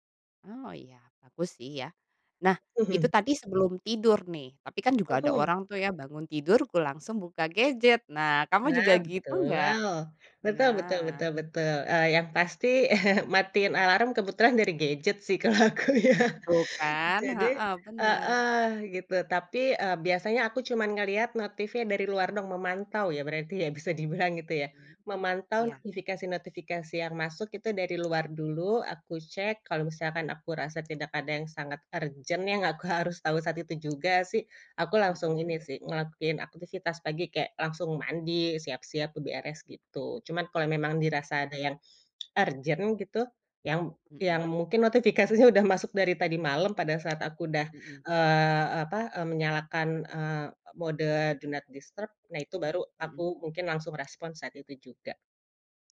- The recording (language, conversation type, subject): Indonesian, podcast, Bagaimana cara kamu mengatasi kecanduan gawai?
- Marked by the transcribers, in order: laugh; other background noise; laugh; laughing while speaking: "aku ya"; tapping; in English: "urgent"; tongue click; in English: "urgent"; in English: "do not disturb"